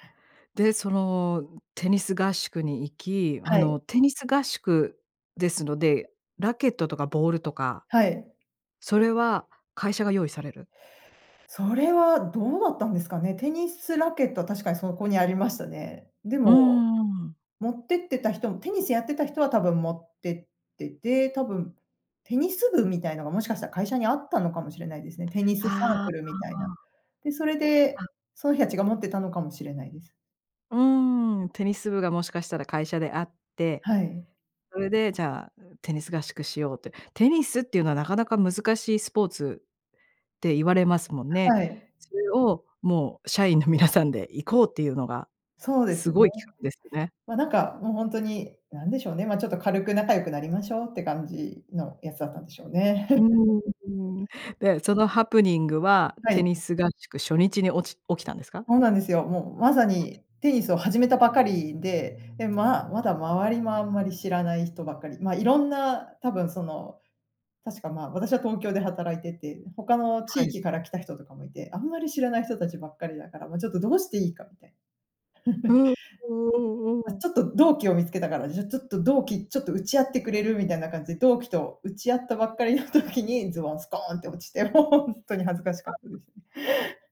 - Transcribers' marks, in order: "人たち" said as "へあち"; laughing while speaking: "皆さんで"; laugh; unintelligible speech; tapping; other street noise; "東京" said as "とんきょ"; laugh; unintelligible speech; laughing while speaking: "ばっかりの時に"; laughing while speaking: "ほんとに"; laugh
- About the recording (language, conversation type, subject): Japanese, podcast, あなたがこれまでで一番恥ずかしかった経験を聞かせてください。